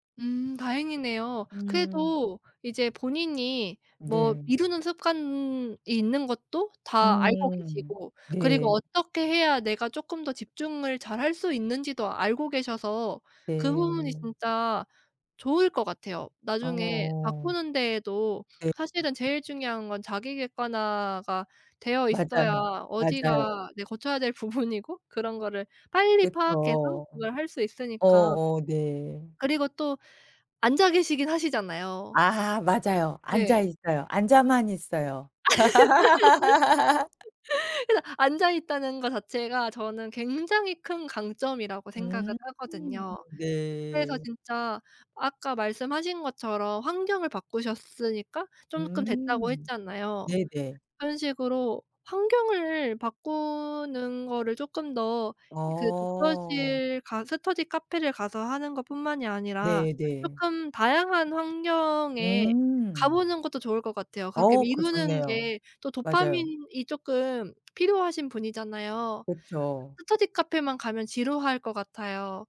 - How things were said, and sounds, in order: other background noise; background speech; tapping; laughing while speaking: "맞아요"; laughing while speaking: "부분이고"; laugh; "조금" said as "쫌끔"
- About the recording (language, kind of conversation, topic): Korean, advice, 중요한 일들을 자꾸 미루는 습관을 어떻게 고칠 수 있을까요?